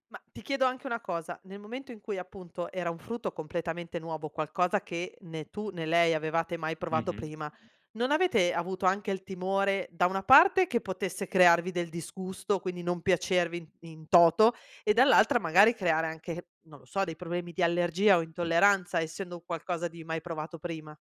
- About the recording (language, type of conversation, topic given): Italian, podcast, Qual è stato il cibo più curioso che hai provato durante un viaggio?
- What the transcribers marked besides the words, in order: other background noise; tapping